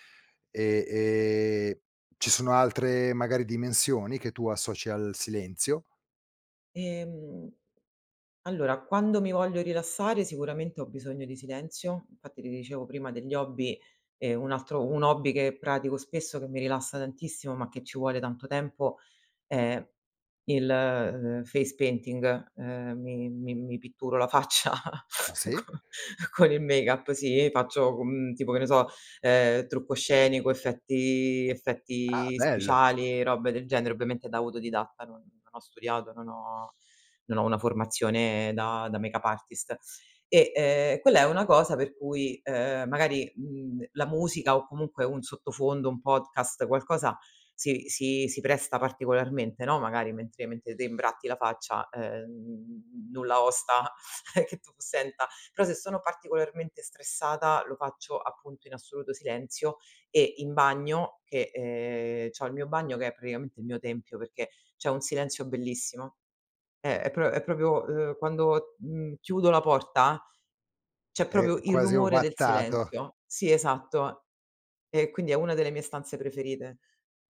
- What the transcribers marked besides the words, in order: laughing while speaking: "faccia co"; chuckle; in English: "make up"; in English: "make up artist"; chuckle; "proprio" said as "propio"; "proprio" said as "propio"
- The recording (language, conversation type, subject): Italian, podcast, Che ruolo ha il silenzio nella tua creatività?